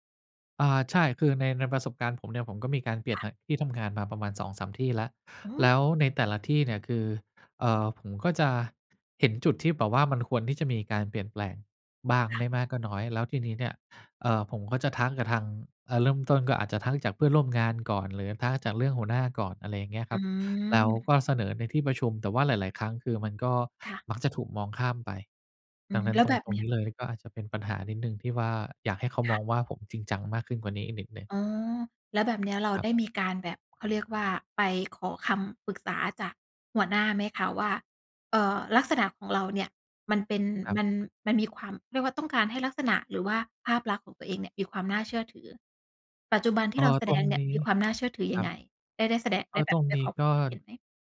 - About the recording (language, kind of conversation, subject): Thai, podcast, คุณอยากให้คนอื่นมองคุณในที่ทำงานอย่างไร?
- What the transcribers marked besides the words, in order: other background noise